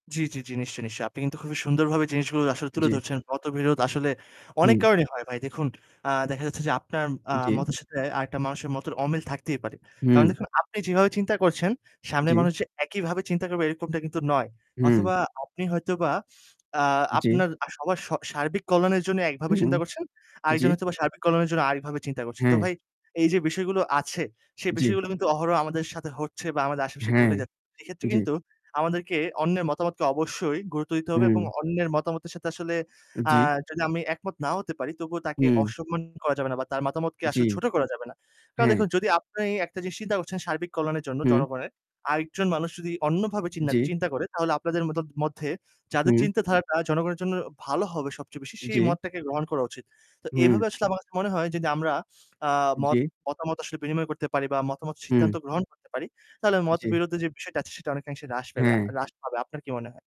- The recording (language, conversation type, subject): Bengali, unstructured, কোনো মতবিরোধ হলে আপনি সাধারণত কী করেন?
- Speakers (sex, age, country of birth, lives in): male, 25-29, Bangladesh, Bangladesh; male, 50-54, Bangladesh, Bangladesh
- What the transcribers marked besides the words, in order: static; distorted speech; tapping; "মতামতকে" said as "মাতামতকে"; other background noise